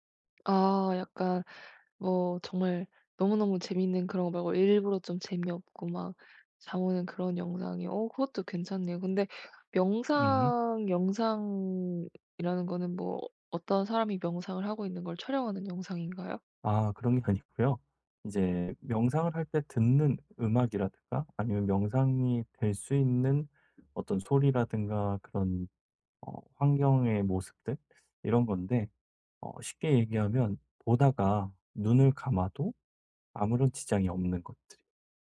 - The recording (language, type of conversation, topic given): Korean, advice, 자기 전에 스마트폰 사용을 줄여 더 빨리 잠들려면 어떻게 시작하면 좋을까요?
- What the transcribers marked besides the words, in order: tapping; other background noise